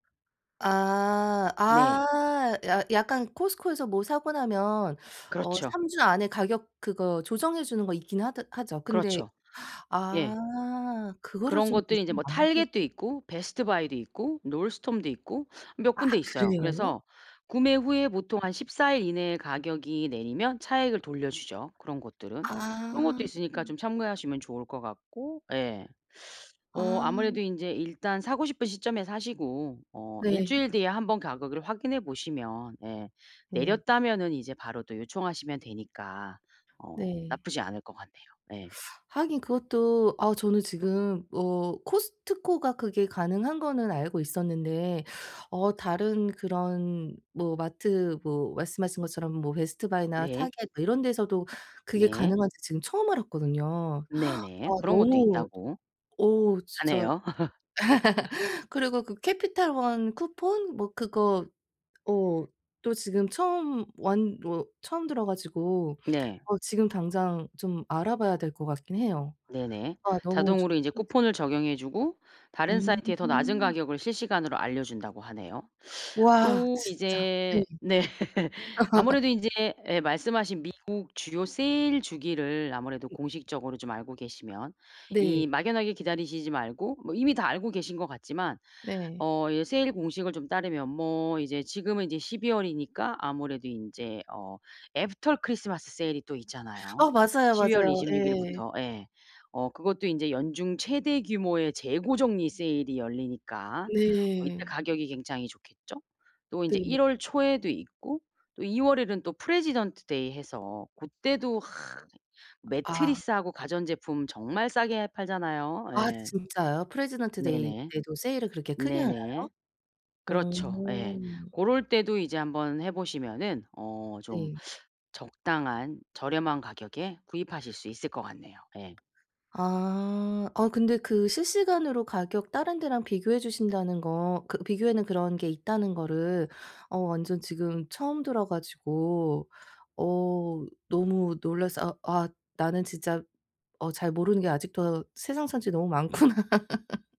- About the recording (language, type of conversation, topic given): Korean, advice, 쇼핑할 때 어떤 물건을 골라야 할지 몰라 결정을 못 하겠는데, 어떻게 하면 좋을까요?
- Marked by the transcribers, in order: other background noise; gasp; laughing while speaking: "하네요"; laugh; unintelligible speech; laughing while speaking: "네"; laugh; other noise; laughing while speaking: "많구나"; laugh